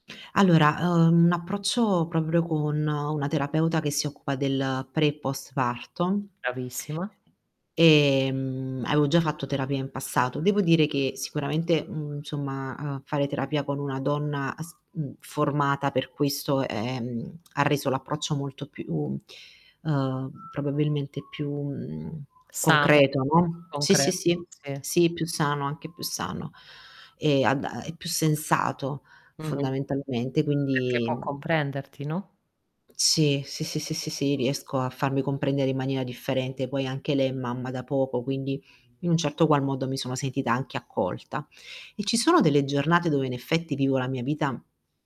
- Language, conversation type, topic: Italian, advice, Come ti senti ora che sei diventato genitore per la prima volta e ti stai adattando ai nuovi ritmi?
- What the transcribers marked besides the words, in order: other background noise; static; drawn out: "Ehm"; whistle; distorted speech; tapping; whistle